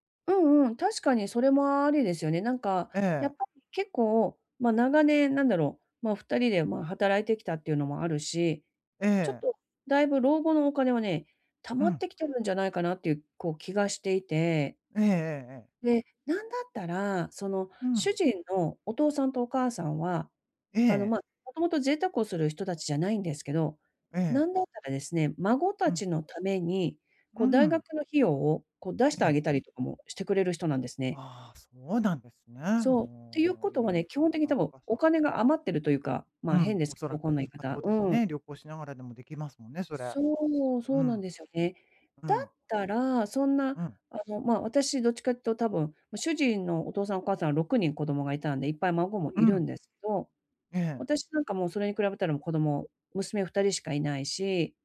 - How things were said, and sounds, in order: other background noise
- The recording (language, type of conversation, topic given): Japanese, advice, 長期計画がある中で、急な変化にどう調整すればよいですか？